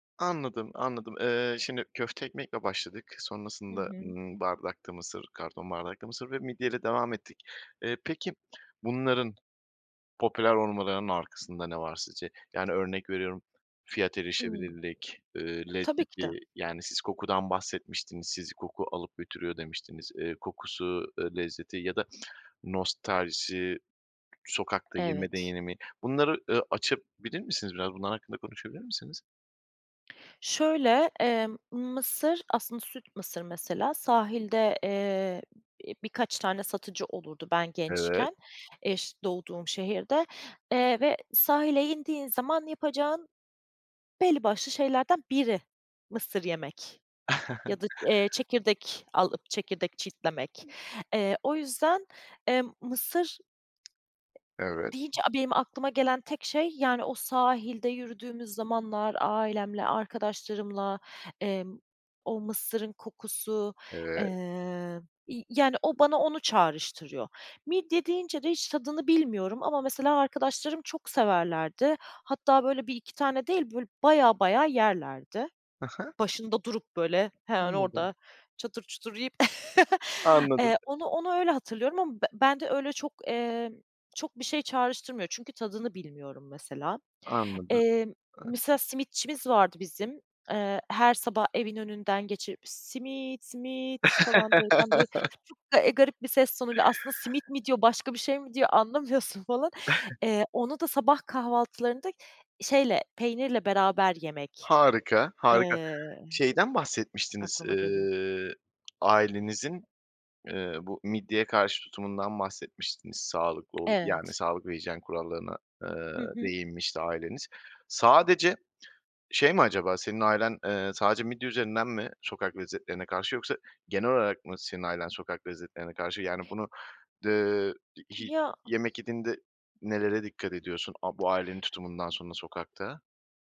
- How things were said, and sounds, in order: other background noise; tsk; tapping; chuckle; other noise; laugh; put-on voice: "Simit, simit!"; laugh; unintelligible speech; chuckle; laughing while speaking: "anlamıyorsun falan"
- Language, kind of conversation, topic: Turkish, podcast, Sokak yemekleri neden popüler ve bu konuda ne düşünüyorsun?